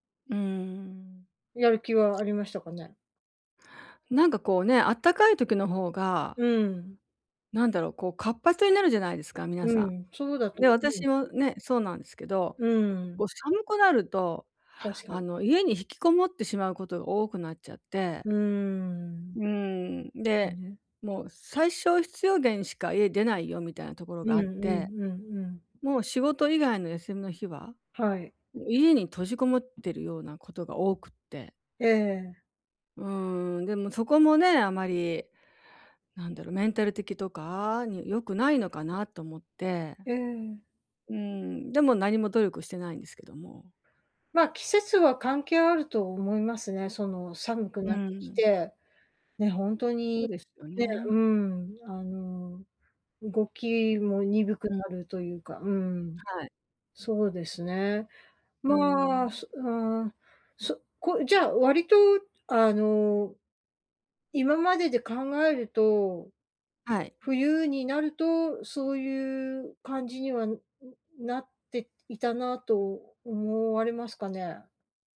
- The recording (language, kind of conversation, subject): Japanese, advice, やる気が出ないとき、どうすれば一歩を踏み出せますか？
- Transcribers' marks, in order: unintelligible speech; tapping